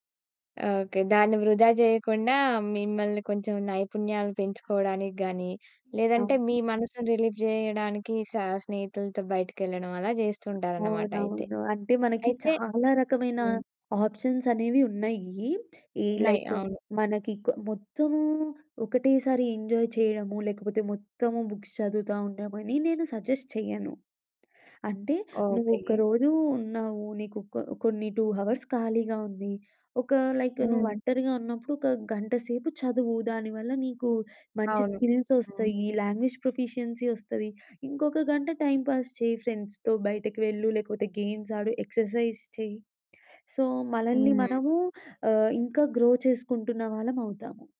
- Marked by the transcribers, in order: in English: "రిలీఫ్"; other background noise; in English: "లైక్"; in English: "ఎంజాయ్"; in English: "బుక్స్"; in English: "సజెస్ట్"; in English: "టూ హావర్స్"; in English: "లైక్"; in English: "స్కిల్స్"; in English: "లాంగ్వేజ్ ప్రొఫిషియన్సీ"; in English: "టైం పాస్"; in English: "ఫ్రెండ్స్‌తో"; in English: "గేమ్స్"; in English: "ఎక్సర్‌సైజ్"; in English: "సో"; in English: "గ్రో"
- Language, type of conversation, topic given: Telugu, podcast, ఒంటరిగా ఉండే సమయాన్ని మీరు ఎలా కాపాడుకుంటారు?